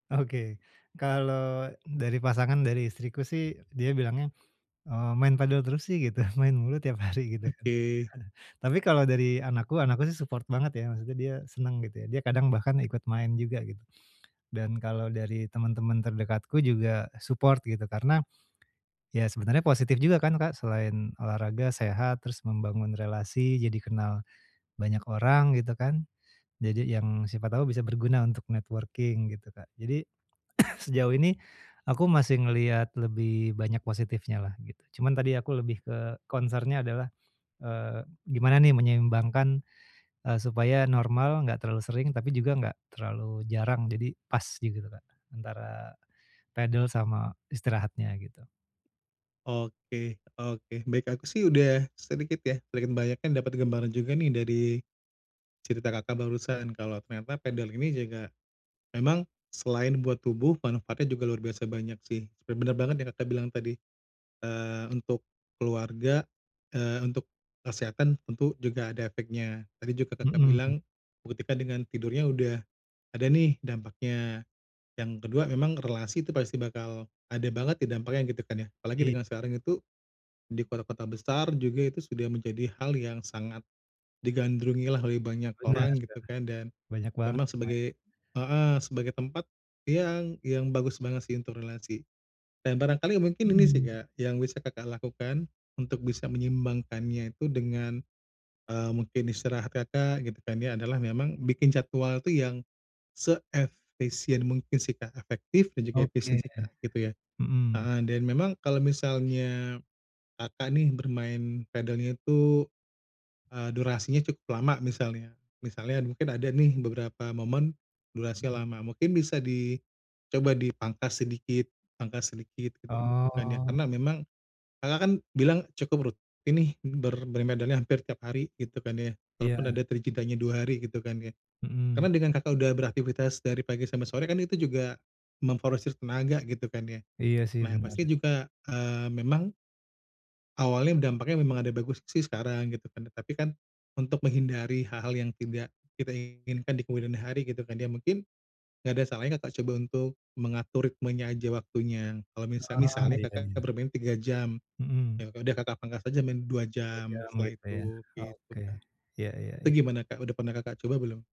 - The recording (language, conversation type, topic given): Indonesian, advice, Bagaimana cara menyeimbangkan latihan dan pemulihan tubuh?
- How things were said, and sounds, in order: laughing while speaking: "gitu"; laughing while speaking: "hari"; other background noise; in English: "support"; in English: "support"; in English: "networking"; cough; in English: "concern-nya"; tapping